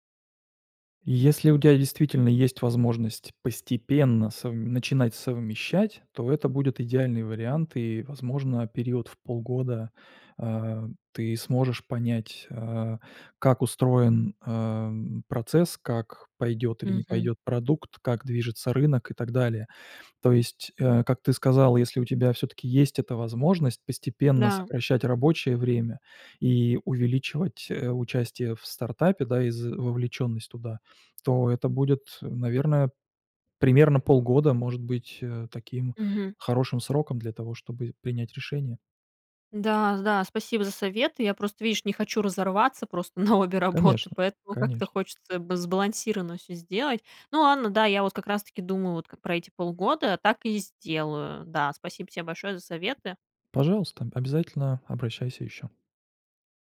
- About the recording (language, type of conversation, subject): Russian, advice, Какие сомнения у вас возникают перед тем, как уйти с работы ради стартапа?
- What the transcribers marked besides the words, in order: laughing while speaking: "на обе работы"; tapping